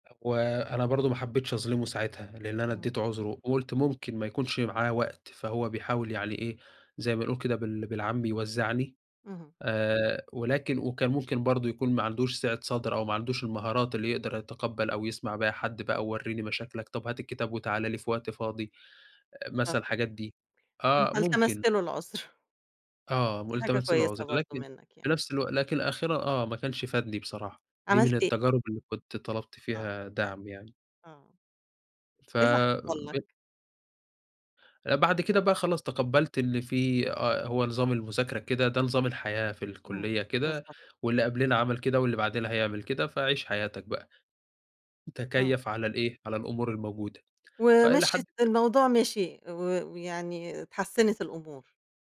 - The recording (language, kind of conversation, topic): Arabic, podcast, ازاي نشجّع الناس يطلبوا دعم من غير خوف؟
- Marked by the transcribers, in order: other background noise